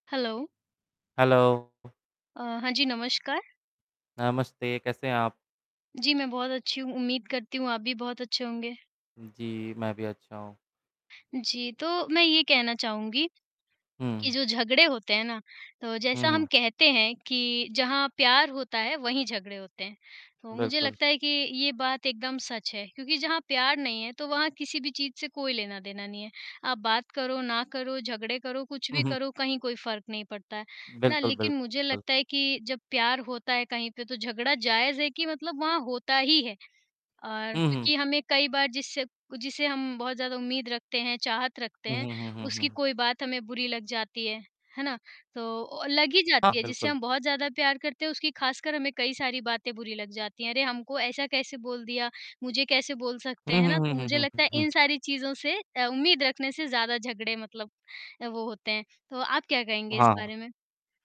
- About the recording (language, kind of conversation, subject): Hindi, unstructured, क्या झगड़ों से रिश्ते मजबूत भी हो सकते हैं?
- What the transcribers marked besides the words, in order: in English: "हेलो"; static; distorted speech